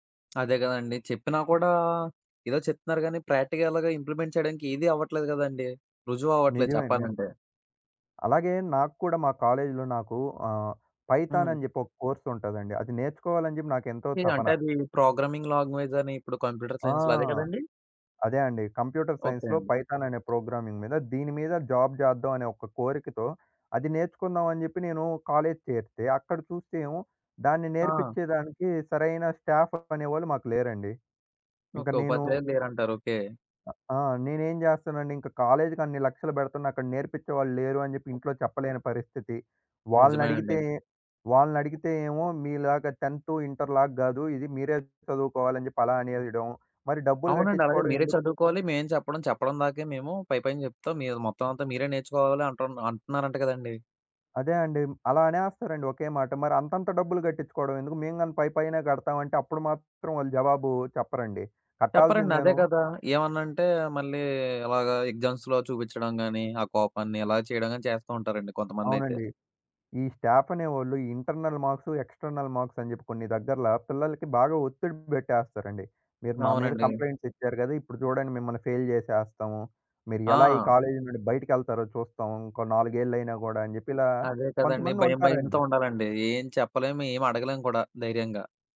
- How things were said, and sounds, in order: tapping; in English: "ప్రాక్టికల్‌గా ఇంప్లిమెంట్"; in English: "ప్రోగ్రామింగ్"; in English: "కంప్యూటర్ సైన్స్‌లో"; in English: "కంప్యూటర్ సైన్స్‌లో"; in English: "ప్రోగ్రామింగ్"; in English: "జాబ్"; other background noise; in English: "టెన్త్ , ఇంటర్"; in English: "ఎగ్జామ్స్‌లో"; in English: "ఇంటర్నల్ మార్క్స్, ఎక్స్‌టర్నల్"; in English: "కంప్లైంట్స్"; in English: "ఫెయిల్"
- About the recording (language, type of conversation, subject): Telugu, podcast, పరిమిత బడ్జెట్‌లో ఒక నైపుణ్యాన్ని ఎలా నేర్చుకుంటారు?